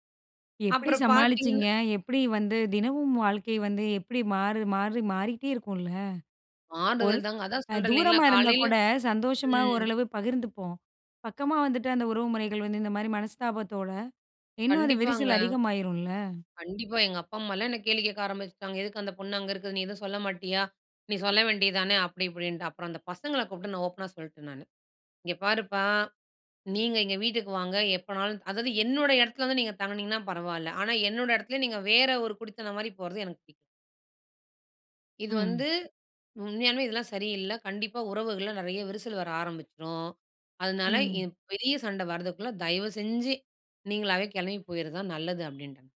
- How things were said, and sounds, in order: in English: "ஓப்பனா"; disgusted: "இங்க பாருப்பா நீங்க எங்க வீட்டுக்கு … போறது எனக்கு புடிக்"; horn
- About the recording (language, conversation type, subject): Tamil, podcast, உறவுகளில் மாற்றங்கள் ஏற்படும் போது நீங்கள் அதை எப்படிச் சமாளிக்கிறீர்கள்?